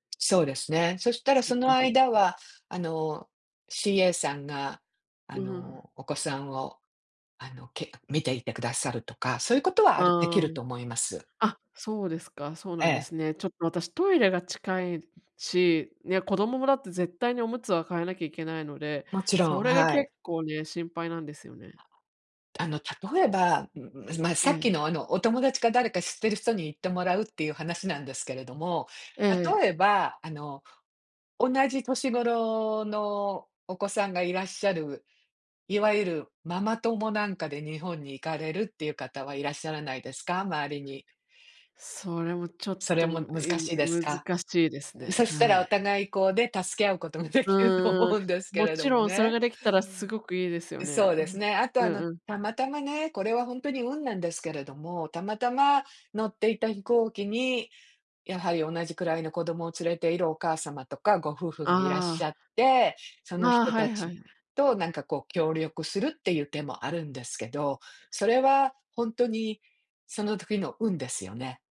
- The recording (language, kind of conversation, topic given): Japanese, advice, 旅行中の不安を減らし、安全に過ごすにはどうすればよいですか？
- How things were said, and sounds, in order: other background noise; laughing while speaking: "できると思うんですけれどもね"